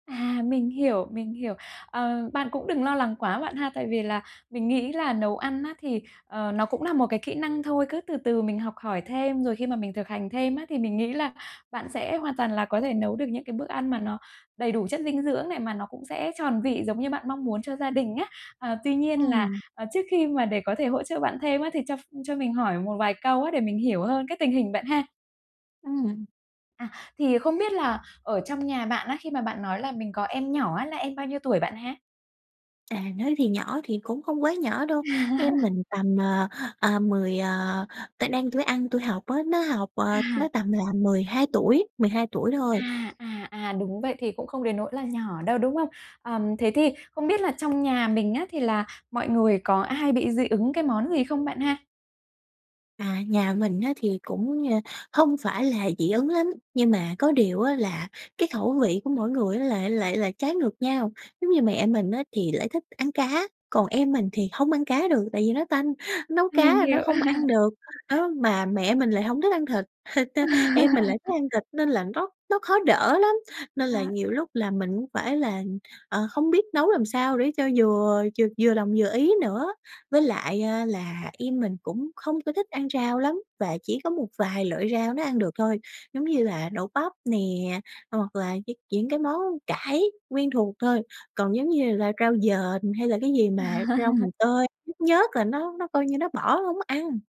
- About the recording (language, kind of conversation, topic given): Vietnamese, advice, Làm sao để cân bằng dinh dưỡng trong bữa ăn hằng ngày một cách đơn giản?
- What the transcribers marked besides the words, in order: tapping; other background noise; laugh; laugh; laugh; chuckle; unintelligible speech; "cũng" said as "ữm"; unintelligible speech; laugh